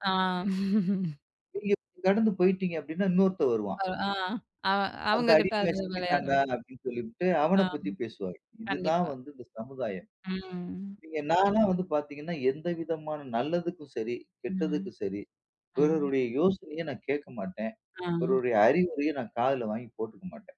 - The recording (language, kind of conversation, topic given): Tamil, podcast, பொதுமக்களின் கருத்துப்பிரதிபலிப்பு உங்களுக்கு எந்த அளவிற்கு பாதிப்பை ஏற்படுத்துகிறது?
- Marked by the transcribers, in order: chuckle; unintelligible speech